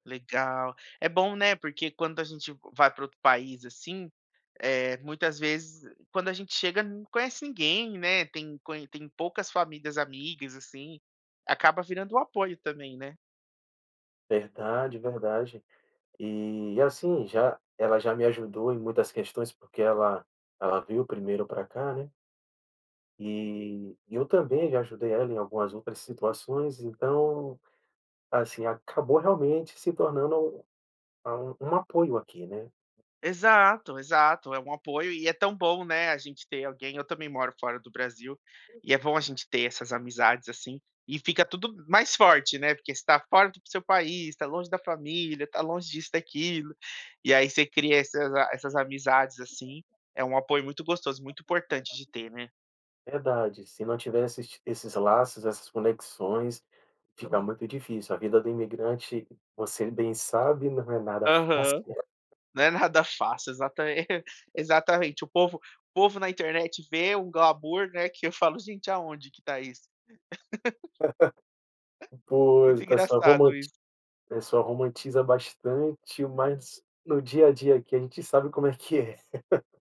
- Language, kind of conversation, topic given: Portuguese, podcast, Você teve algum encontro por acaso que acabou se tornando algo importante?
- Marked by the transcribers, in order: other background noise; unintelligible speech; unintelligible speech; giggle; giggle; laugh; laugh